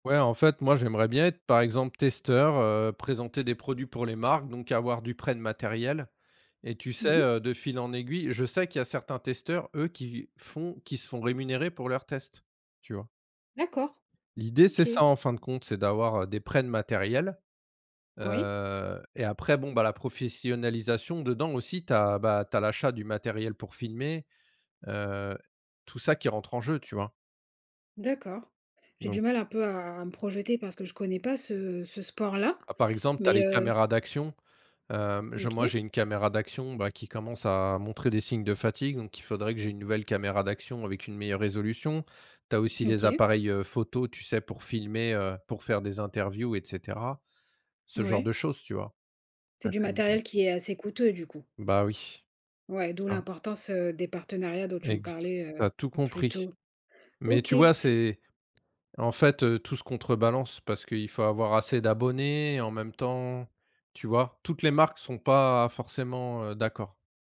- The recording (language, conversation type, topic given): French, unstructured, Comment te sens-tu lorsque tu économises pour un projet ?
- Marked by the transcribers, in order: unintelligible speech